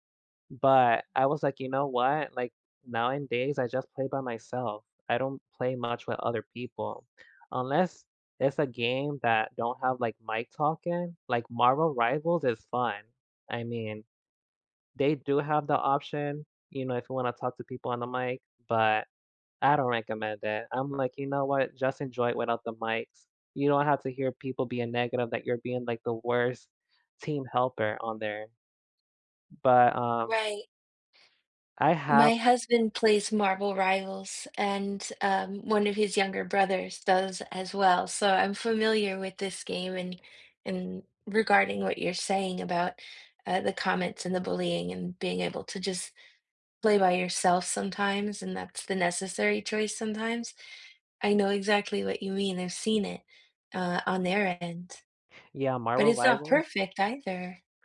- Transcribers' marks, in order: "nowadays" said as "nowandays"; other background noise; tapping
- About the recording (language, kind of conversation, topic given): English, unstructured, Why do some people get so upset about video game choices?
- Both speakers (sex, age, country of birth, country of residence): female, 30-34, United States, United States; male, 30-34, United States, United States